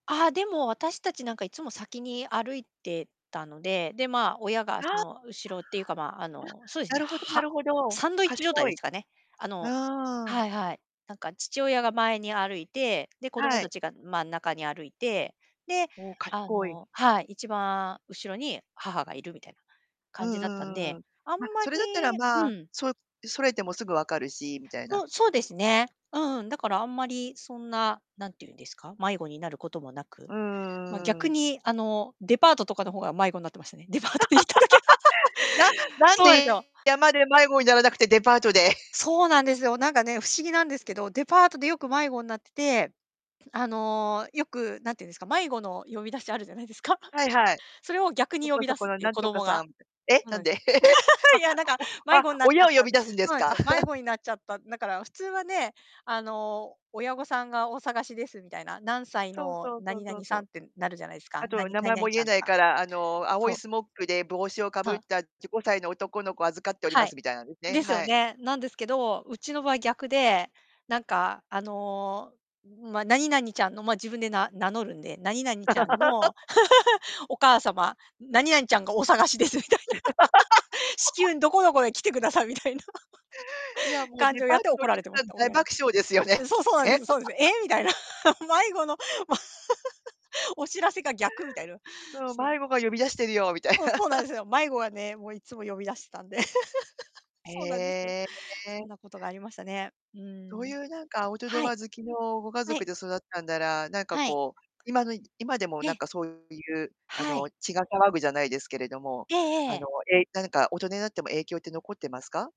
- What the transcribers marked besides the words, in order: distorted speech; other background noise; laugh; laughing while speaking: "デパートに行っただけ"; laugh; chuckle; laugh; laugh; laugh; laughing while speaking: "ですみたいな"; laugh; laughing while speaking: "みたいな"; laugh; laugh; laughing while speaking: "ま"; laugh; laughing while speaking: "みたいな"; laugh; laugh
- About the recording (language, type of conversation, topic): Japanese, podcast, 子ども時代の一番の思い出は何ですか？